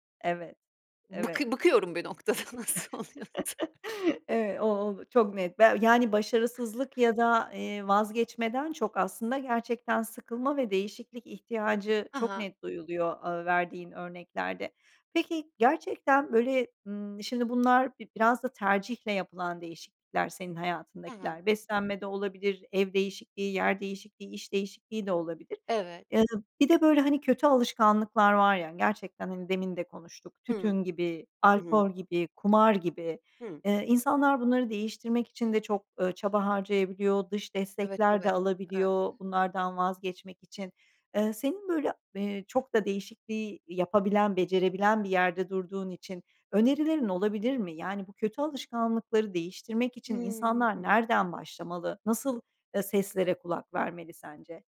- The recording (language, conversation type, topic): Turkish, podcast, Alışkanlık değiştirirken ilk adımın ne olur?
- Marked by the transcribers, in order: other background noise; chuckle; laughing while speaking: "noktada. Nasıl oluyorsa"; tapping